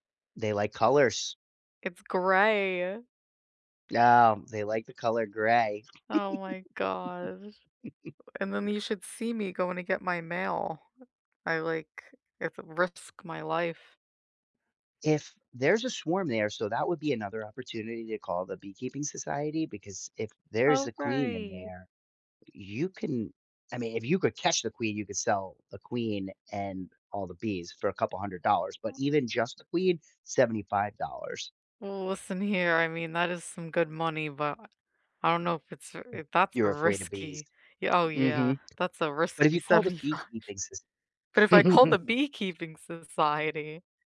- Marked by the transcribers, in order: chuckle; other noise; other background noise; laughing while speaking: "seventy five"; chuckle
- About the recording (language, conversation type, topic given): English, unstructured, What is the best simple pleasure you’ve discovered recently, and is prioritizing small joys truly worthwhile?
- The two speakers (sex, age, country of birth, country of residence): female, 30-34, United States, United States; male, 45-49, United States, United States